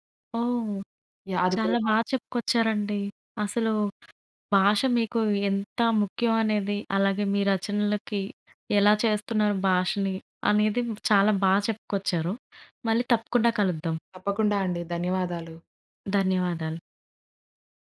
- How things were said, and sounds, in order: other background noise
- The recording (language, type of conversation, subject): Telugu, podcast, మీ భాష మీ గుర్తింపుపై ఎంత ప్రభావం చూపుతోంది?